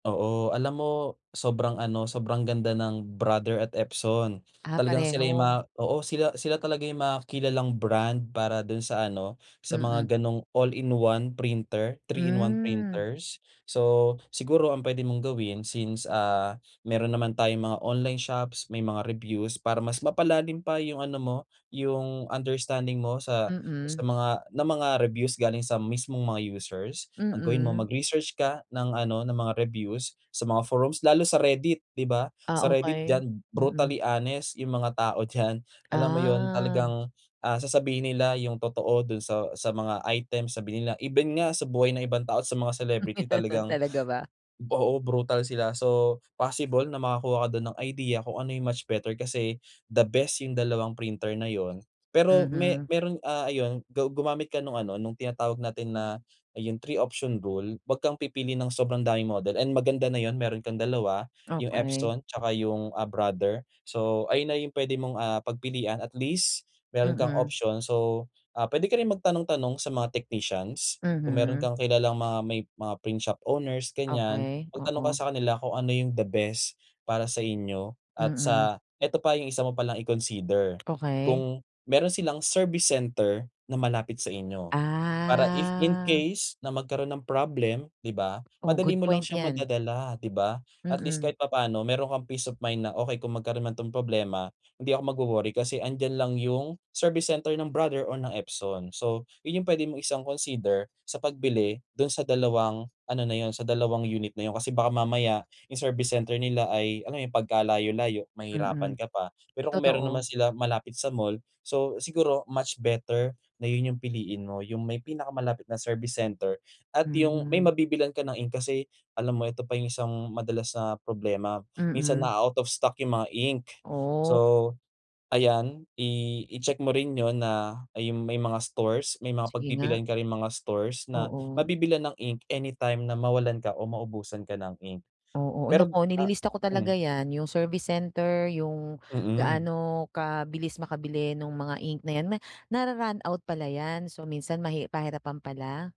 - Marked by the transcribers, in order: chuckle; other background noise; tapping; drawn out: "Ah"
- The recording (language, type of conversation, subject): Filipino, advice, Paano ako makapagpapasya kapag napakarami ng pagpipilian?